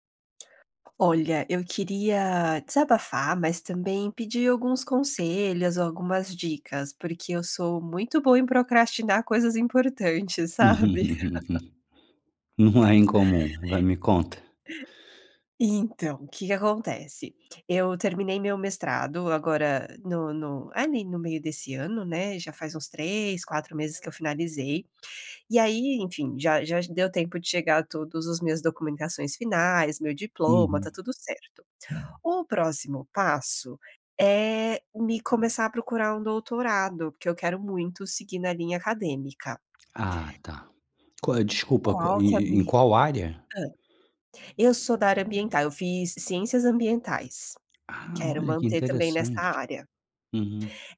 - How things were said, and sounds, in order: other background noise; laugh; laughing while speaking: "Não é"; laughing while speaking: "sabe?"; laugh
- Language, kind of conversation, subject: Portuguese, advice, Como você lida com a procrastinação frequente em tarefas importantes?